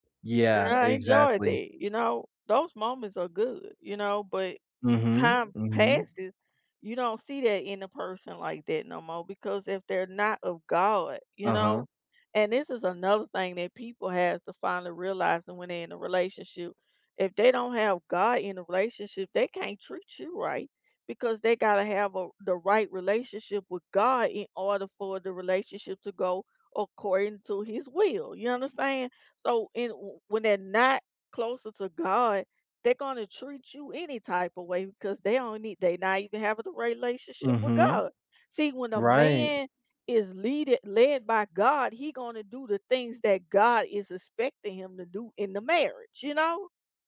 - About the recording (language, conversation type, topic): English, unstructured, Can long-distance relationships really work?
- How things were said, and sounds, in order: other background noise; tapping